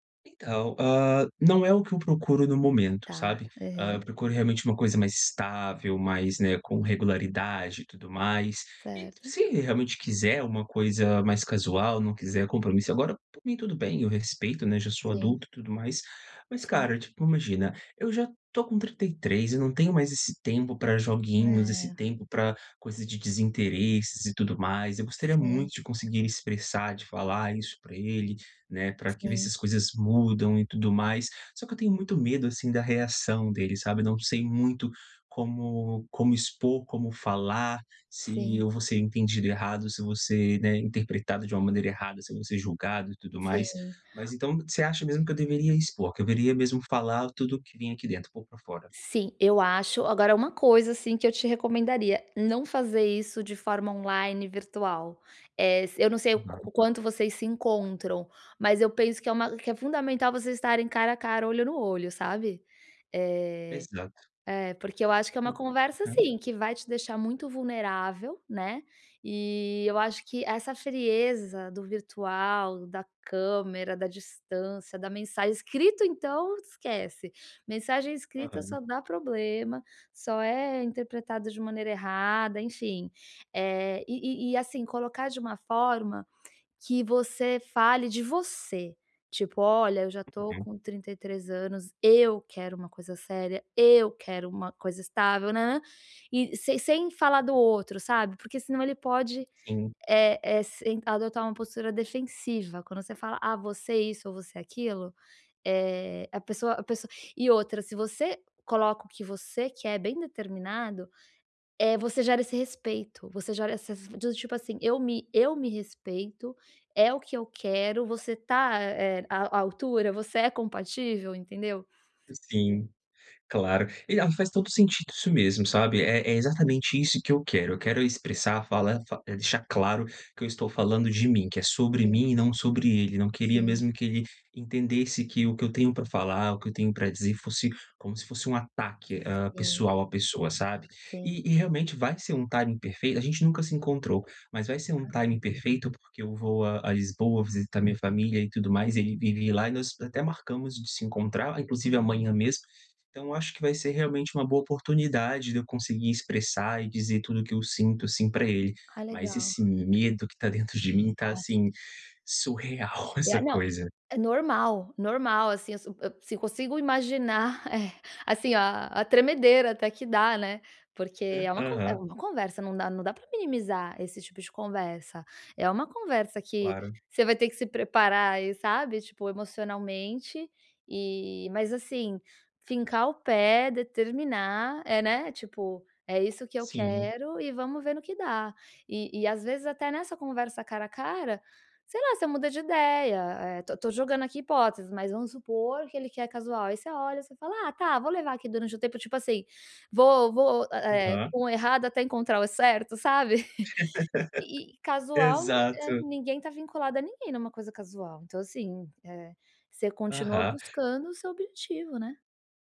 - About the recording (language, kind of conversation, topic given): Portuguese, advice, Como posso expressar as minhas emoções sem medo de ser julgado?
- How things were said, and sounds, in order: stressed: "Eu"; stressed: "Eu"; other background noise; in English: "timing"; in English: "timing"; laugh; chuckle